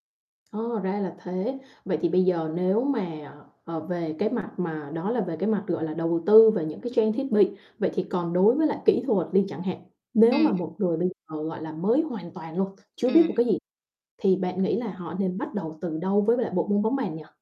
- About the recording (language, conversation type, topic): Vietnamese, podcast, Anh/chị có mẹo nào dành cho người mới bắt đầu không?
- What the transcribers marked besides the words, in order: static; distorted speech